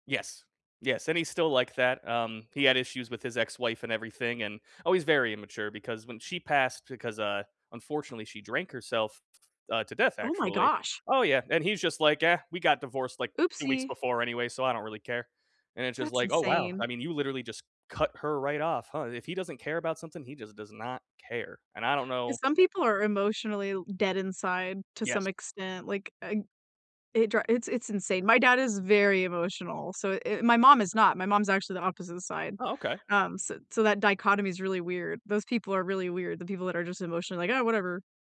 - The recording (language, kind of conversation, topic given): English, unstructured, What should you do when a family member breaks your trust?
- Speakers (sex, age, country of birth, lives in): female, 25-29, United States, United States; male, 35-39, United States, United States
- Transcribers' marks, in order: tapping; surprised: "Oh my gosh"